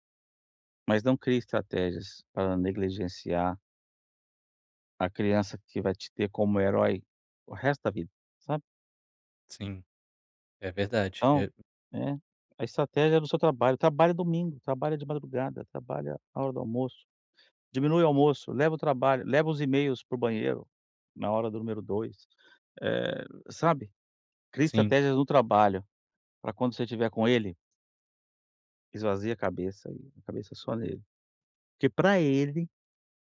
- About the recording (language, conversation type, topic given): Portuguese, advice, Como posso evitar interrupções durante o trabalho?
- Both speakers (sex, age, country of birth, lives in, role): male, 30-34, Brazil, Portugal, user; male, 45-49, Brazil, United States, advisor
- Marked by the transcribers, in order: none